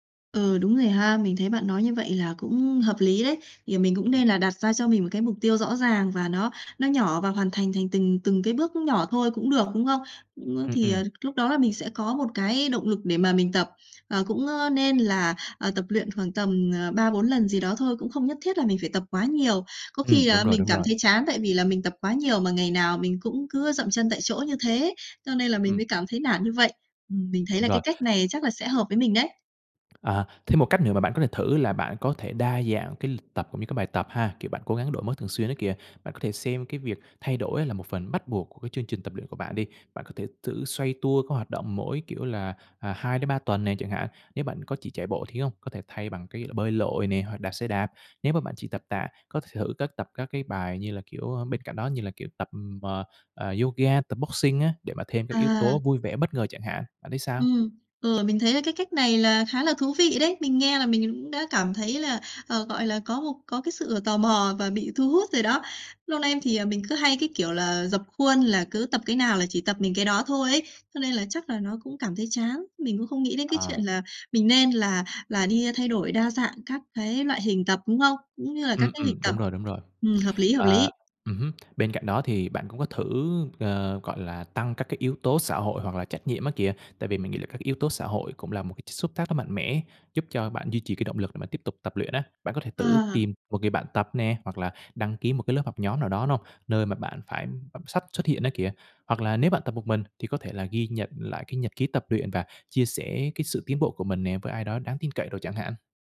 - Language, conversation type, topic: Vietnamese, advice, Làm sao để lấy lại động lực tập luyện và không bỏ buổi vì chán?
- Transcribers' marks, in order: tapping; other background noise